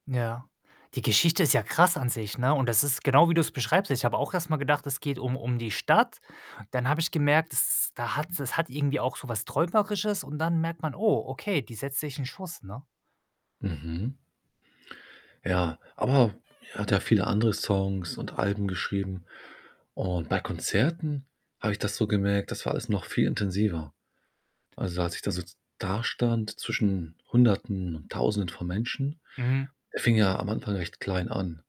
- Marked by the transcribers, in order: other background noise; static; tapping
- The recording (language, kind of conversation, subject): German, podcast, Was ist deine liebste deutsche Band oder Musikerin?